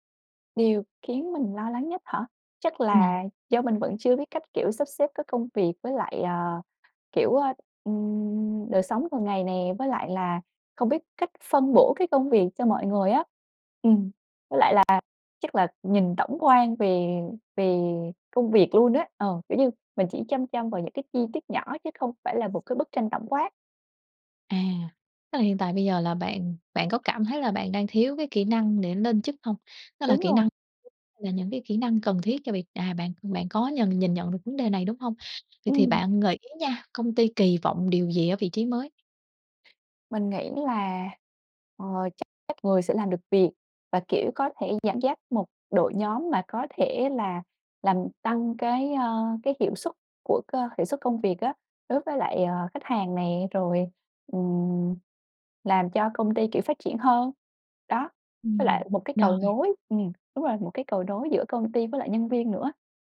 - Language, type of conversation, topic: Vietnamese, advice, Bạn nên chuẩn bị như thế nào cho buổi phỏng vấn thăng chức?
- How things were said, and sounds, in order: other background noise; "luôn" said as "lun"; tapping